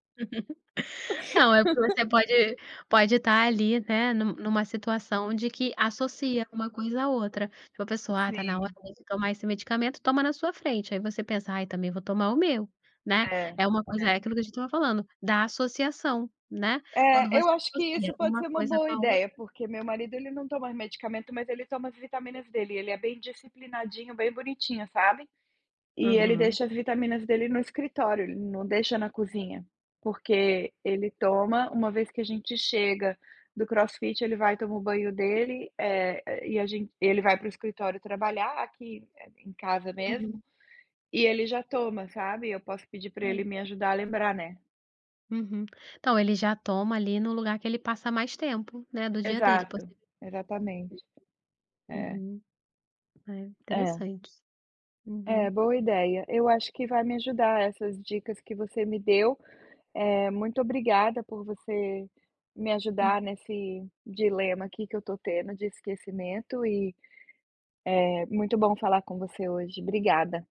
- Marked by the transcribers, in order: laugh; other background noise; tapping
- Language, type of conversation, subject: Portuguese, advice, Como é que você costuma esquecer de tomar seus remédios ou vitaminas no dia a dia?